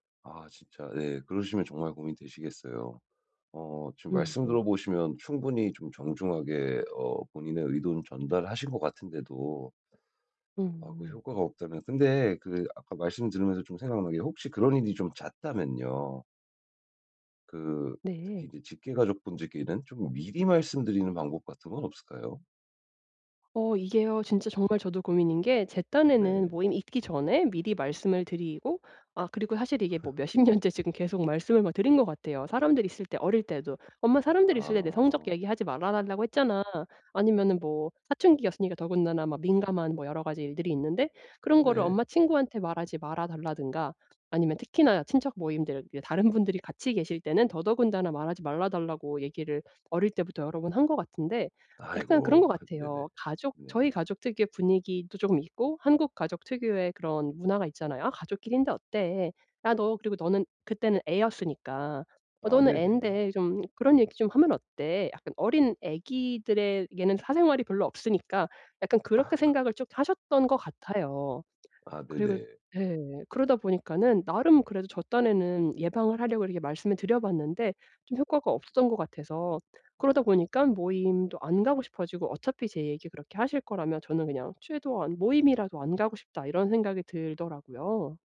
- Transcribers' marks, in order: other background noise; tapping; laugh; laughing while speaking: "몇십 년째"; laugh; put-on voice: "아 가족끼리인데 어때? 아 너 … 좀 하면 어때?"; laugh; "최대한" said as "최도한"
- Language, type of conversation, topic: Korean, advice, 파티나 모임에서 불편한 대화를 피하면서 분위기를 즐겁게 유지하려면 어떻게 해야 하나요?